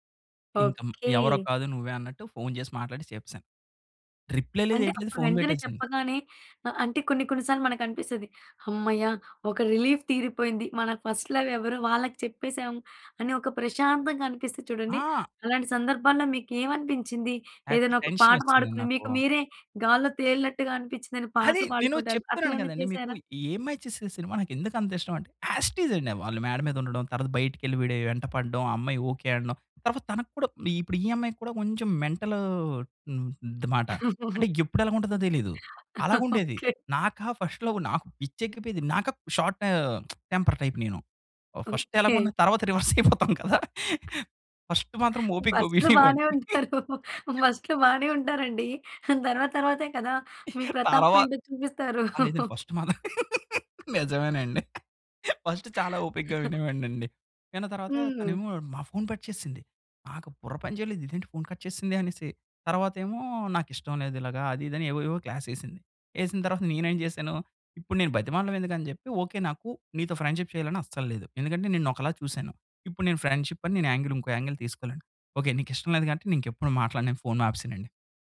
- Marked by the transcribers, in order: tapping; in English: "రిప్లై"; in English: "రిలీఫ్"; in English: "ఫస్ట్ లవ్"; in English: "యాక్చువలీ టెన్షన్"; in English: "యాస్ ఇట్ ఇస్"; chuckle; in English: "మెంటల్"; chuckle; laughing while speaking: "ఓకె"; in English: "ఫస్ట్ లవ్"; lip smack; in English: "టెంపర్ టైప్"; in English: "ఫస్ట్"; laughing while speaking: "రివర్స్ అయిపోతాం కదా!"; in English: "రివర్స్"; laughing while speaking: "ఫస్ట్‌లో బానే ఉంటారు . ఫస్ట్‌లో బానే"; in English: "ఫస్ట్‌లో"; in English: "ఫస్ట్"; in English: "ఫస్ట్‌లో"; laugh; in English: "ఫస్ట్"; laugh; laughing while speaking: "నిజమేనండి"; laughing while speaking: "మీ ప్రతాపమేంటో చూపిస్తారు"; in English: "కట్"; giggle; in English: "క్లాస్"; in English: "ఫ్రెండ్‌షిప్"; in English: "ఫ్రెండ్‌షిప్"; in English: "యాంగిల్"; in English: "యాంగిల్"
- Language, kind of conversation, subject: Telugu, podcast, మొదటి ప్రేమ జ్ఞాపకాన్ని మళ్లీ గుర్తు చేసే పాట ఏది?